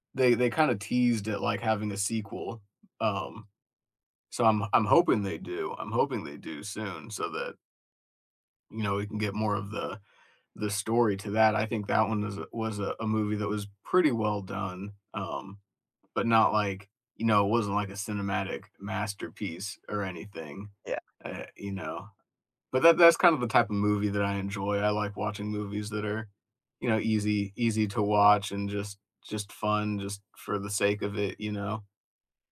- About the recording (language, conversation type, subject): English, unstructured, Which movie this year surprised you the most, and what about it caught you off guard?
- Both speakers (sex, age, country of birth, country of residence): male, 35-39, United States, United States; male, 35-39, United States, United States
- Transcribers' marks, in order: none